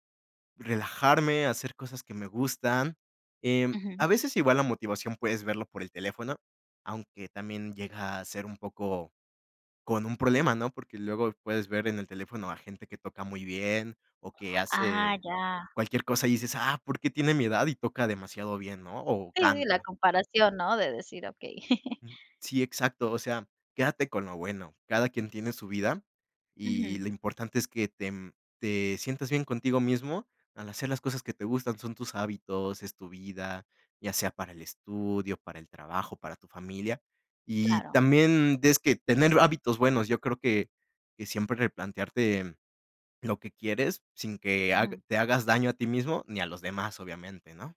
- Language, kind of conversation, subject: Spanish, podcast, ¿Qué haces cuando pierdes motivación para seguir un hábito?
- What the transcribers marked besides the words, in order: chuckle